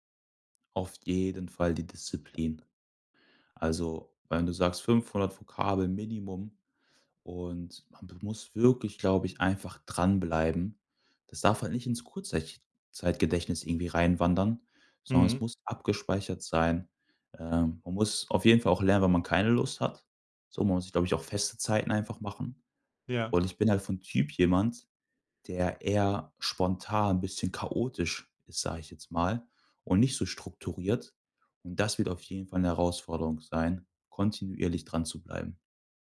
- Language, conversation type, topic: German, podcast, Was würdest du jetzt gern noch lernen und warum?
- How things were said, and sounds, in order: stressed: "Auf jeden Fall"